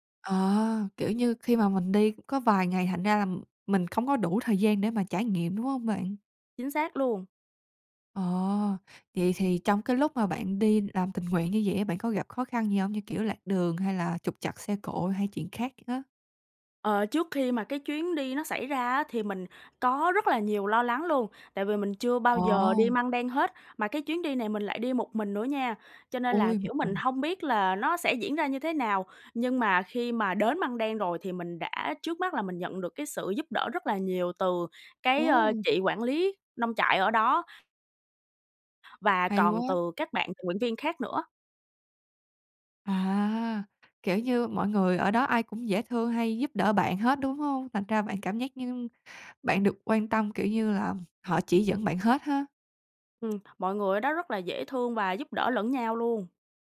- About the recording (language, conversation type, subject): Vietnamese, podcast, Bạn từng được người lạ giúp đỡ như thế nào trong một chuyến đi?
- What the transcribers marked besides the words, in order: other background noise; tapping